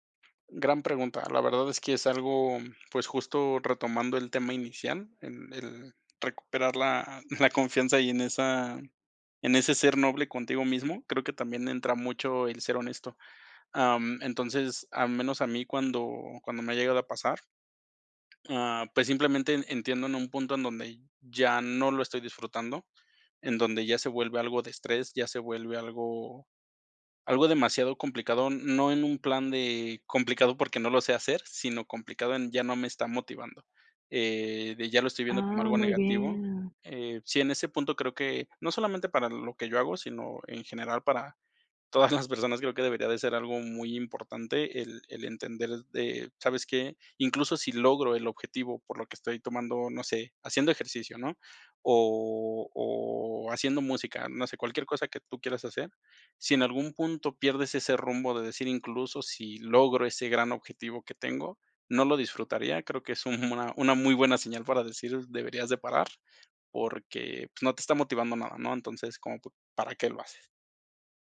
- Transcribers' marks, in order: other background noise; laughing while speaking: "todas las personas"
- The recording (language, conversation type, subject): Spanish, podcast, ¿Cómo recuperas la confianza después de fallar?